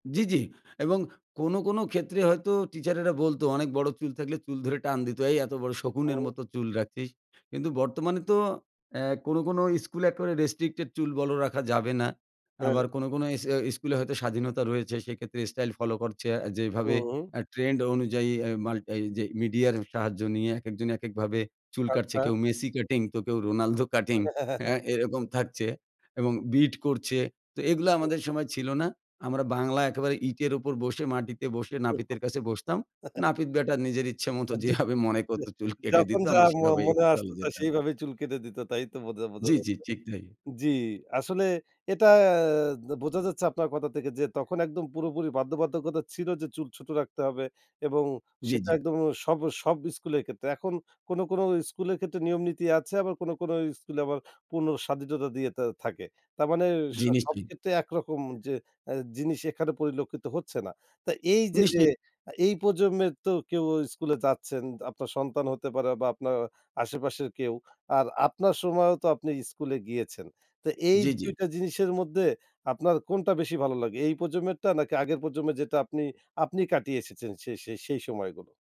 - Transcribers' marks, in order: in English: "restricted"; chuckle; laugh; in English: "bit"; laugh; laughing while speaking: "যেভাবে মনে করতো, চুল কেটে দিত"
- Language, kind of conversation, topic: Bengali, podcast, স্কুল-কলেজের সময়ের স্টাইল আজকের থেকে কতটা আলাদা?